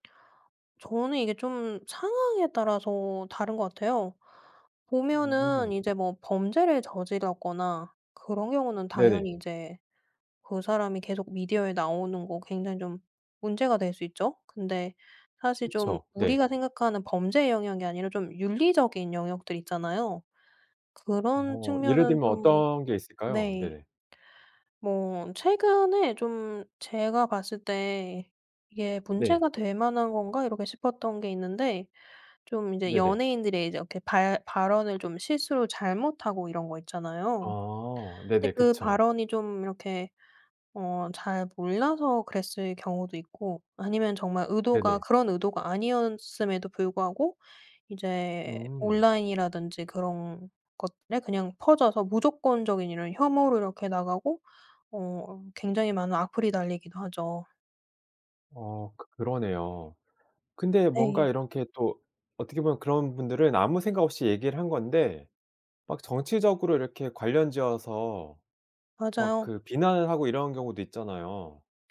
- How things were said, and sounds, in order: other background noise; tapping
- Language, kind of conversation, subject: Korean, podcast, ‘캔슬 컬처’에 대해 찬성하시나요, 아니면 반대하시나요?